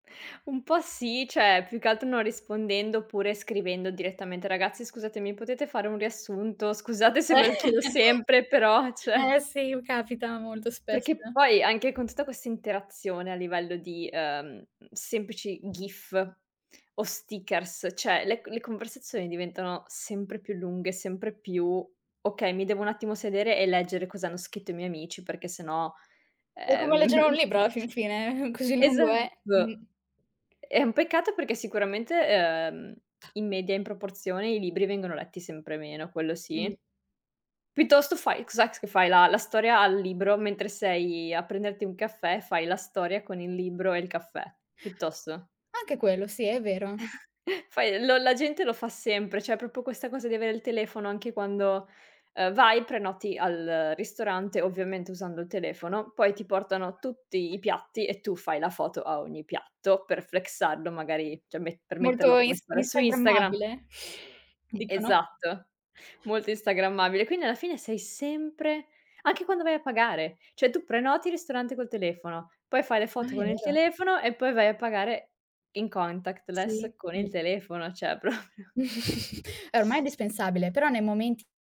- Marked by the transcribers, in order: laughing while speaking: "Eh"; laugh; laughing while speaking: "però cioè"; tapping; chuckle; laughing while speaking: "eh"; chuckle; other background noise; in English: "flexarlo"; sniff; laughing while speaking: "proprio"; chuckle
- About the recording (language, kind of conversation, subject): Italian, podcast, In che modo lo smartphone ha cambiato la tua routine quotidiana?